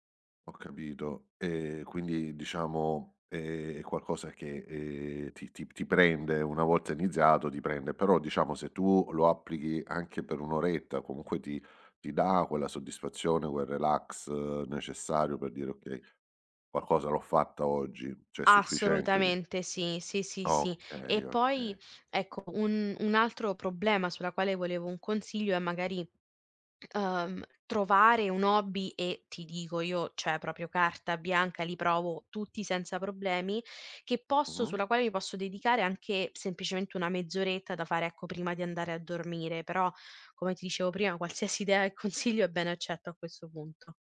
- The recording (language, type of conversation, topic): Italian, advice, Come posso superare le difficoltà nel trasformare un hobby in una pratica quotidiana?
- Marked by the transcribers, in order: drawn out: "è"; "cioè" said as "ceh"; "cioè" said as "ceh"; "proprio" said as "propio"; other background noise; laughing while speaking: "consiglio"